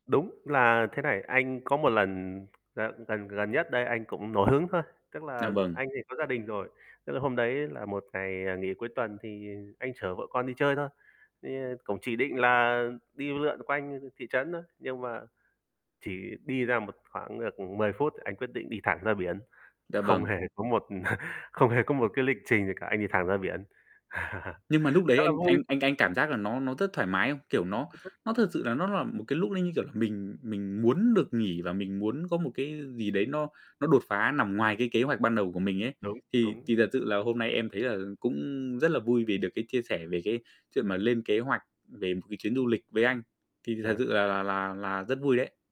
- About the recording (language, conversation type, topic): Vietnamese, unstructured, Bạn thường lên kế hoạch cho một chuyến du lịch như thế nào?
- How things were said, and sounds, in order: tapping; chuckle; laugh; distorted speech; other background noise